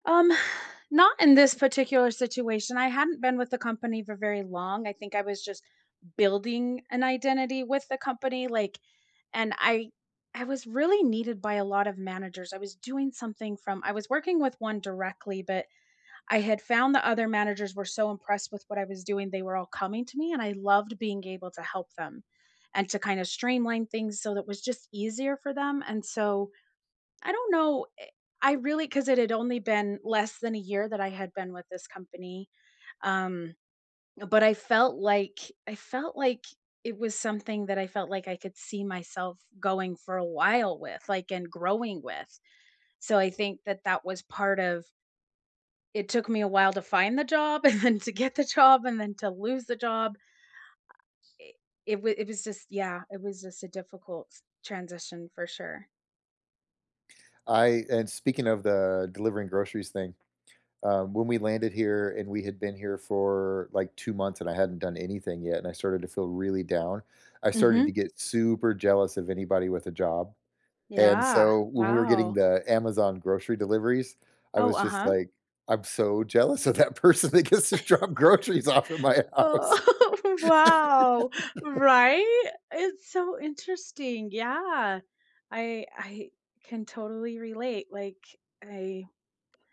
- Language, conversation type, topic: English, unstructured, What is the most surprising way money affects mental health?
- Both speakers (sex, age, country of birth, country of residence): female, 45-49, United States, United States; male, 45-49, United States, United States
- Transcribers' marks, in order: exhale; stressed: "building"; laughing while speaking: "and to get the job"; chuckle; laughing while speaking: "Oh"; laughing while speaking: "that person that gets to drop groceries off of my house"; laugh; drawn out: "Yeah"